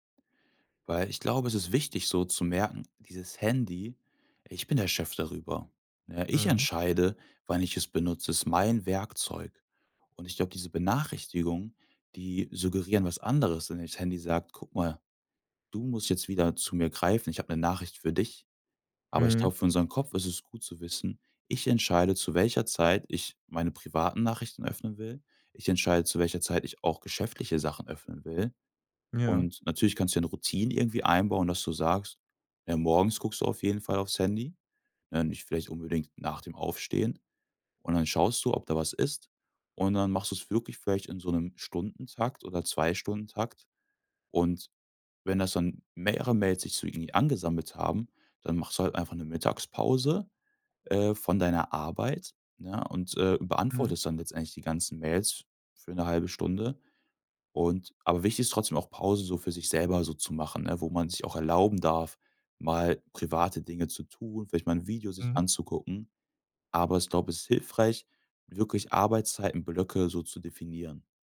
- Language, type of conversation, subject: German, advice, Wie kann ich verhindern, dass ich durch Nachrichten und Unterbrechungen ständig den Fokus verliere?
- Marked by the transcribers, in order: none